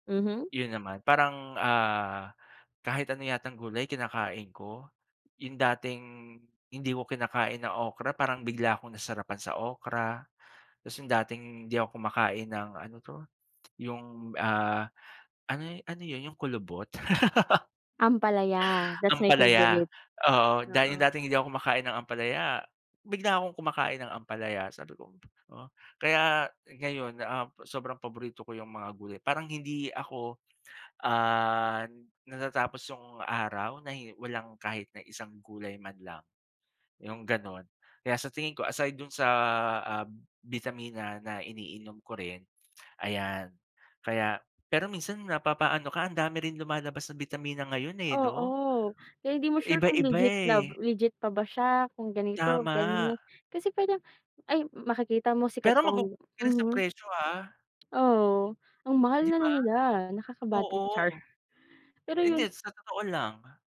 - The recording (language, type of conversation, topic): Filipino, unstructured, Paano mo pinoprotektahan ang sarili mo laban sa mga sakit?
- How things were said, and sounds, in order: tongue click; laugh; in English: "that's my favorite"; other background noise; tongue click; tapping